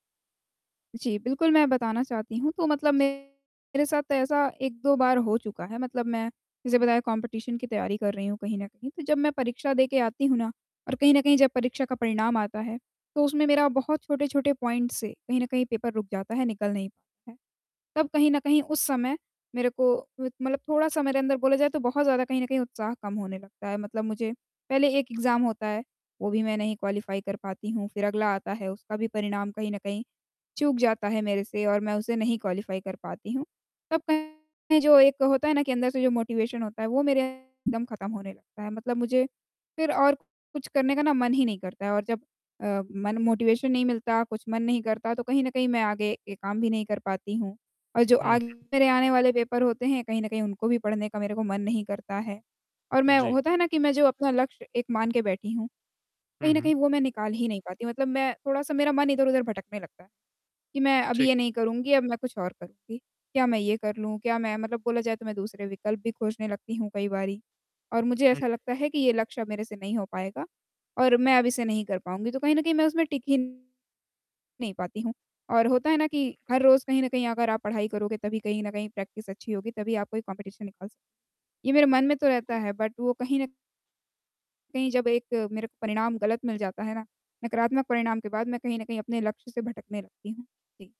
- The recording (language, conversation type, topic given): Hindi, advice, जब मेरा उत्साह कम हो जाए तो मैं अपने लक्ष्यों पर कैसे टिके रहूँ?
- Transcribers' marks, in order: static; distorted speech; in English: "कम्पटीशन"; tapping; in English: "पॉइंट"; in English: "पेपर"; in English: "एग्ज़ाम"; in English: "क्वालीफाई"; in English: "क्वालीफाई"; in English: "मोटिवेशन"; in English: "मोटिवेशन"; in English: "पेपर"; in English: "प्रैक्टिस"; in English: "कम्पटीशन"; other noise; in English: "बट"